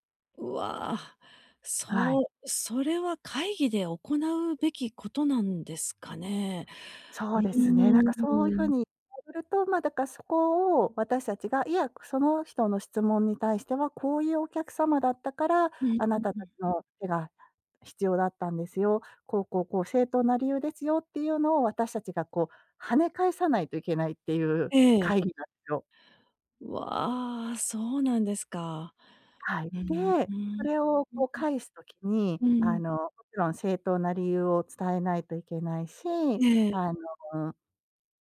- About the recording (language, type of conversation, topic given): Japanese, advice, 公の場で批判的なコメントを受けたとき、どのように返答すればよいでしょうか？
- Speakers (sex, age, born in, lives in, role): female, 50-54, Japan, United States, advisor; female, 50-54, Japan, United States, user
- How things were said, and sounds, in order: unintelligible speech